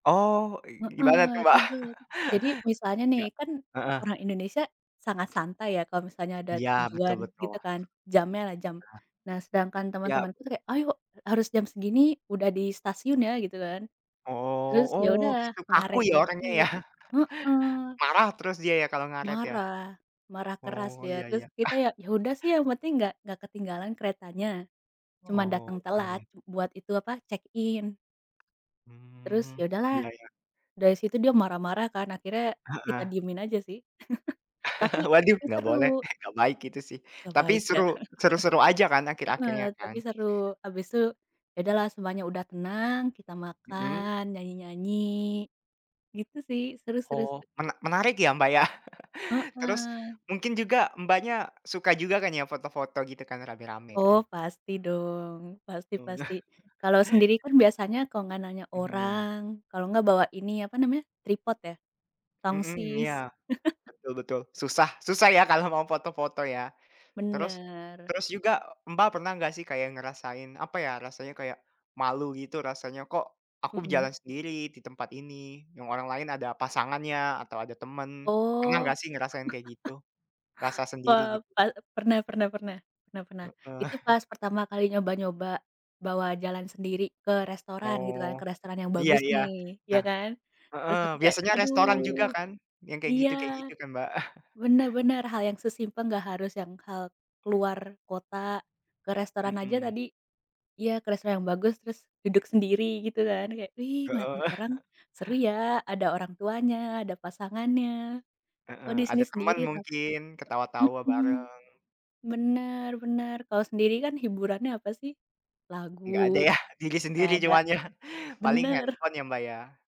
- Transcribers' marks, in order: chuckle; other background noise; tapping; chuckle; chuckle; in English: "check in"; chuckle; chuckle; chuckle; chuckle; chuckle; chuckle; chuckle; chuckle; chuckle; laughing while speaking: "ya?"; laughing while speaking: "ya"
- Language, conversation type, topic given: Indonesian, unstructured, Kamu lebih suka jalan-jalan sendiri atau bersama teman?
- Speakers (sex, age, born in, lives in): female, 20-24, Indonesia, United States; male, 20-24, Indonesia, Germany